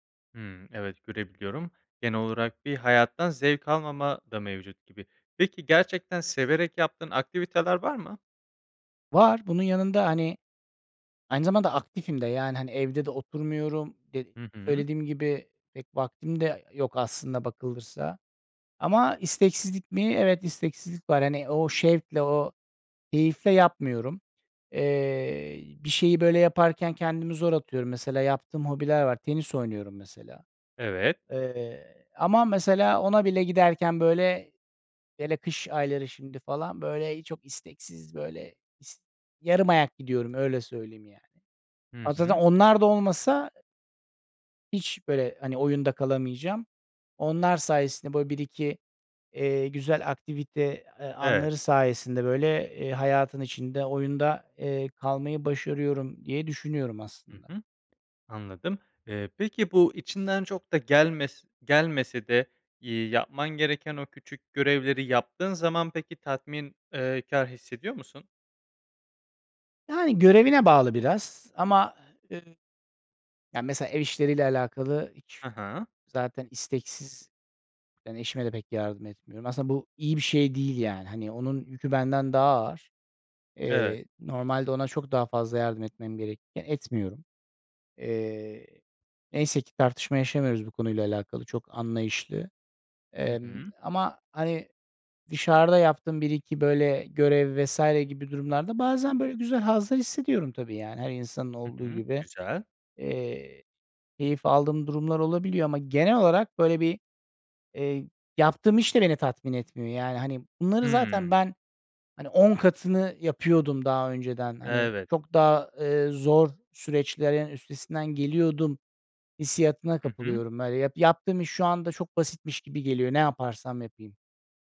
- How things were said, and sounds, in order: other background noise; tapping
- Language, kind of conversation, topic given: Turkish, advice, Konsantrasyon ve karar verme güçlüğü nedeniyle günlük işlerde zorlanıyor musunuz?